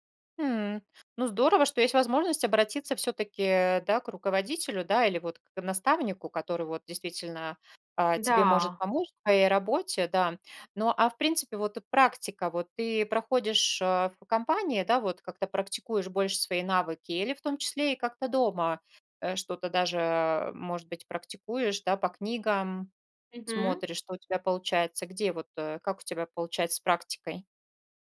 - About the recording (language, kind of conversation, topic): Russian, podcast, Расскажи о случае, когда тебе пришлось заново учиться чему‑то?
- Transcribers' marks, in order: none